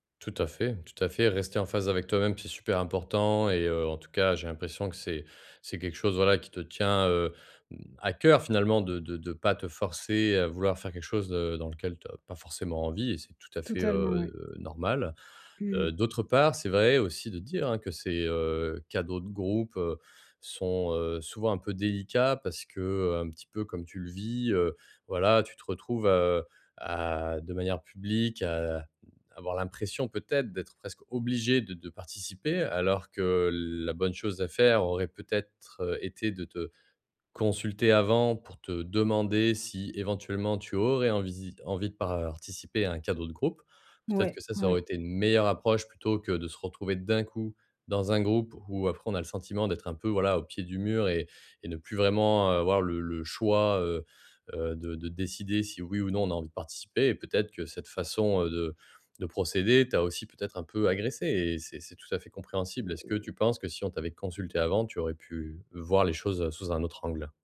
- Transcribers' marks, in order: "participer" said as "pararticiper"; stressed: "meilleure"; other background noise
- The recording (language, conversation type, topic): French, advice, Comment demander une contribution équitable aux dépenses partagées ?
- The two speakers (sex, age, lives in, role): female, 30-34, France, user; male, 30-34, France, advisor